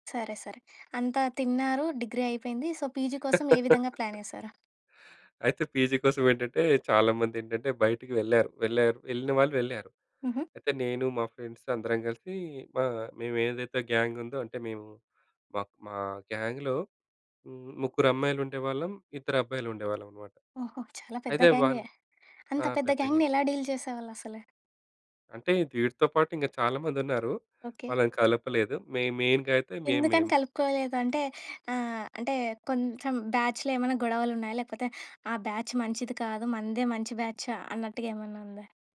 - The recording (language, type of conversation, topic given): Telugu, podcast, విదేశం వెళ్లి జీవించాలా లేక ఇక్కడే ఉండాలా అనే నిర్ణయం ఎలా తీసుకుంటారు?
- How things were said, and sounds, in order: in English: "సో, పీజీ"; laugh; other background noise; in English: "పీజీ"; in English: "ఫ్రెండ్స్"; in English: "గ్యాంగ్‌లో"; tapping; in English: "గ్యాంగ్‌ని"; in English: "డీల్"; in English: "మె మెయిన్‌గా"; in English: "బ్యాచ్‌లో"; in English: "బ్యాచ్"; in English: "బ్యాచ్"